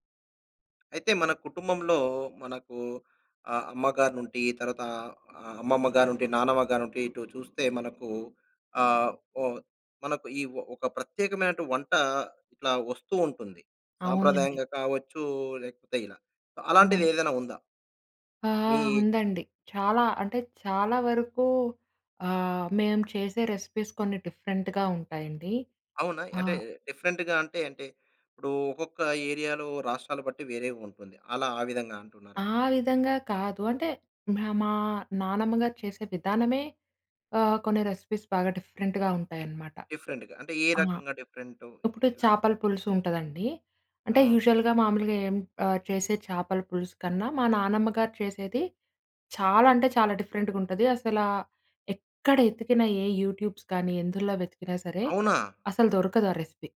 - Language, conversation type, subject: Telugu, podcast, మీ కుటుంబంలో తరతరాలుగా కొనసాగుతున్న ఒక సంప్రదాయ వంటకం గురించి చెప్పగలరా?
- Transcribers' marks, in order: in English: "ఏజ్‌లో?"; in English: "రెసిపీస్"; in English: "డిఫరెంట్‌గా"; in English: "డిఫరెంట్‌గా"; in English: "ఏరియా‌లో"; in English: "రెసిపీస్"; in English: "డిఫరెంట్‌గా"; in English: "డిఫరెంట్‌గా"; in English: "యూజువల్‌గా"; in English: "డిఫరెంట్‌గా"; in English: "యూట్యూబ్స్"; in English: "రెసిపీ"